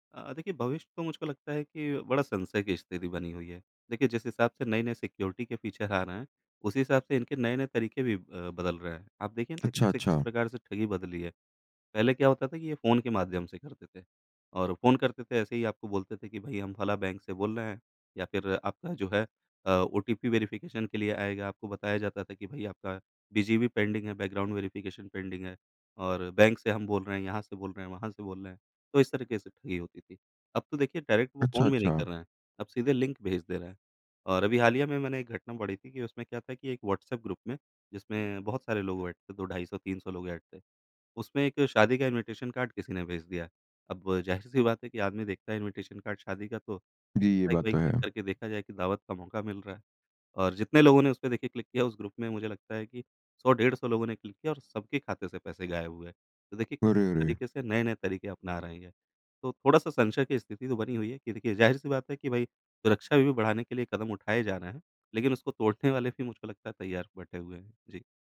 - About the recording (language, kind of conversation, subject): Hindi, podcast, ऑनलाइन भुगतान करते समय आप कौन-कौन सी सावधानियाँ बरतते हैं?
- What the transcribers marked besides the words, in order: in English: "सिक्योरिटी"; in English: "फ़ीचर"; tapping; in English: "वेरिफ़िकेशन"; in English: "बीजीपी पेंडिंग"; in English: "बैकग्राउंड वेरिफ़िकेशन पेंडिंग"; in English: "डायरेक्ट"; in English: "ग्रुप"; in English: "ऐड"; in English: "ऐड"; in English: "इनविटेशन कार्ड"; in English: "इनविटेशन कार्ड"; unintelligible speech; in English: "क्लिक"; in English: "क्लिक"; in English: "ग्रुप"; in English: "क्लिक"